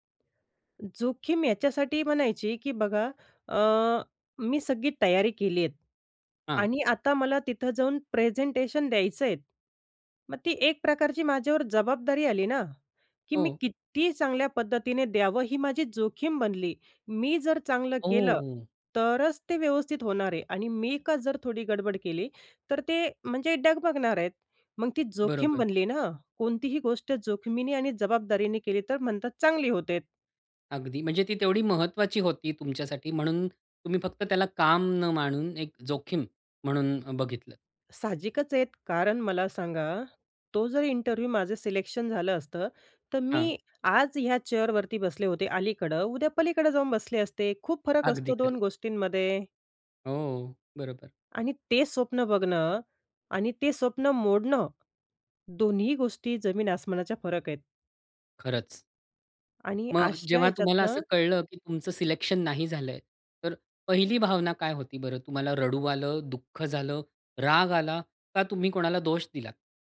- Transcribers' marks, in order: tapping; other background noise; "होते" said as "होतेत"; in English: "इंटरव्ह्यू"; in English: "चेअरवरती"
- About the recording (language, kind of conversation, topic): Marathi, podcast, जोखीम घेतल्यानंतर अपयश आल्यावर तुम्ही ते कसे स्वीकारता आणि त्यातून काय शिकता?